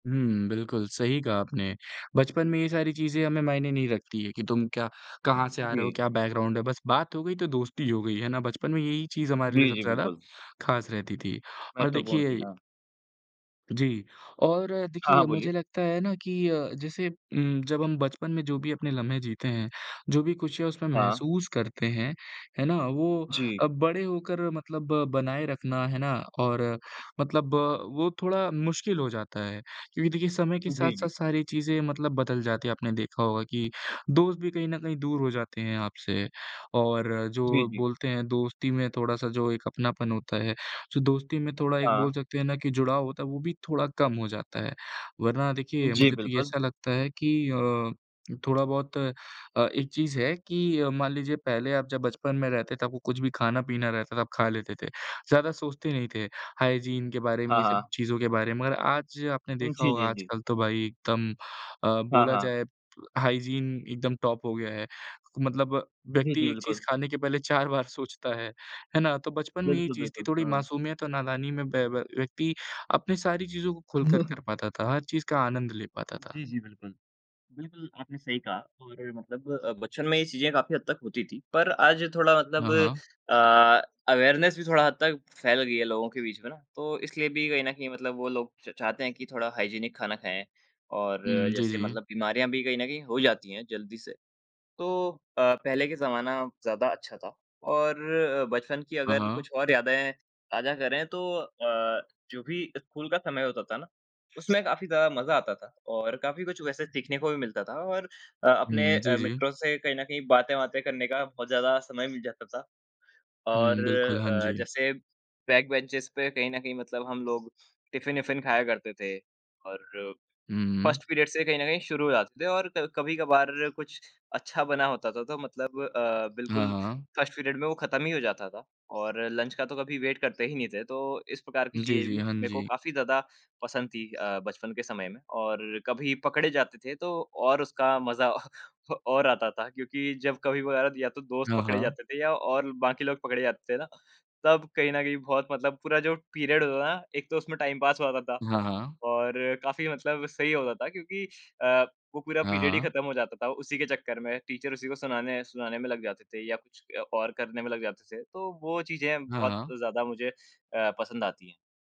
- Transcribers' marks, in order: in English: "बैकग्राउंड"; tapping; in English: "हाइजीन"; in English: "हाइजीन"; in English: "टॉप"; laughing while speaking: "चार"; chuckle; in English: "अवेयरनेस"; in English: "हाइजीनिक"; bird; in English: "बैक बेंचेज़"; in English: "फर्स्ट पीरियड"; in English: "फर्स्ट पीरियड"; in English: "लंच"; in English: "वेट"; laughing while speaking: "अ अ, और आता"; in English: "पीरियड"; in English: "टाइम"; in English: "पीरियड"; in English: "टीचर"
- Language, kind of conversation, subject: Hindi, unstructured, आपके बचपन की सबसे खुशनुमा याद कौन-सी है?